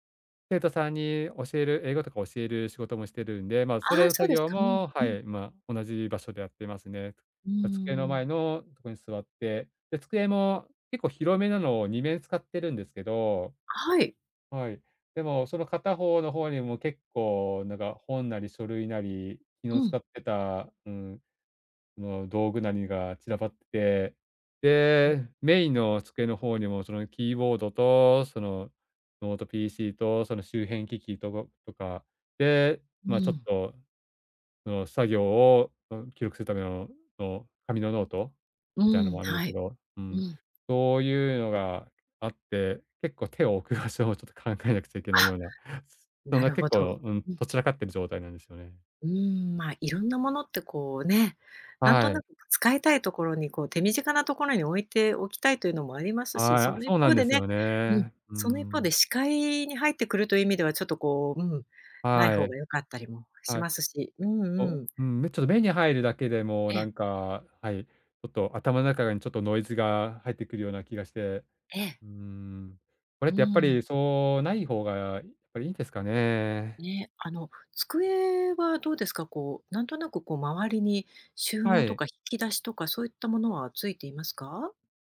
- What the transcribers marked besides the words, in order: laughing while speaking: "手を置く場所をちょっと考えなくちゃ"
- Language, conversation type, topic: Japanese, advice, 周りの音や散らかった部屋など、集中を妨げる環境要因を減らしてもっと集中するにはどうすればよいですか？